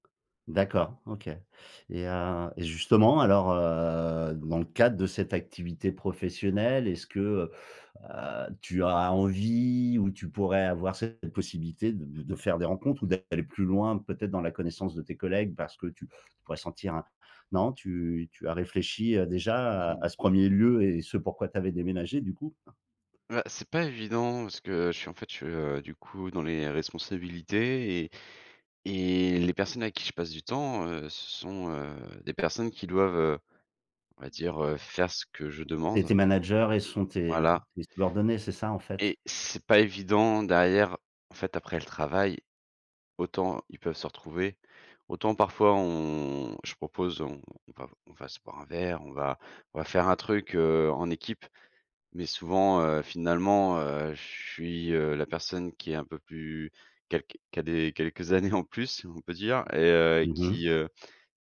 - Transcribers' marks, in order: other background noise; unintelligible speech; tapping; laughing while speaking: "quelques années"
- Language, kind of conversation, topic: French, advice, Comment puis-je nouer de nouvelles amitiés à l’âge adulte ?
- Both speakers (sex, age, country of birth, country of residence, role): male, 30-34, France, France, user; male, 50-54, France, France, advisor